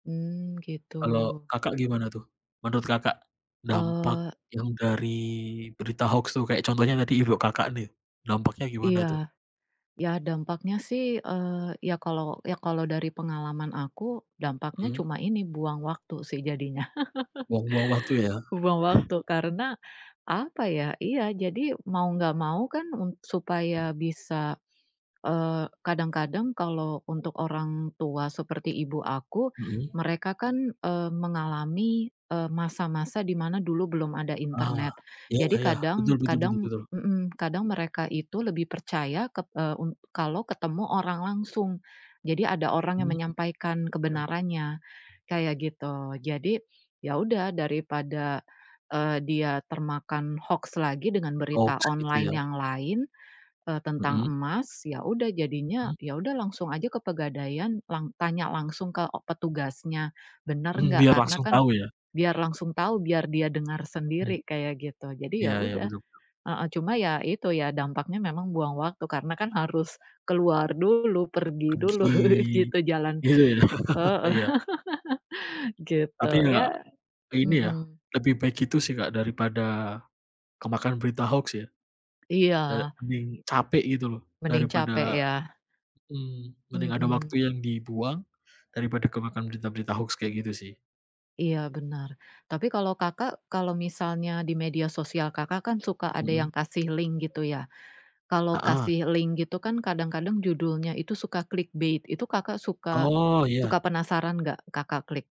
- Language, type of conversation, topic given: Indonesian, unstructured, Bagaimana kamu menentukan apakah sebuah berita itu benar atau hoaks?
- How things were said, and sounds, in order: other background noise; laugh; laugh; chuckle; laugh; tapping; in English: "link"; in English: "link"; in English: "clickbait"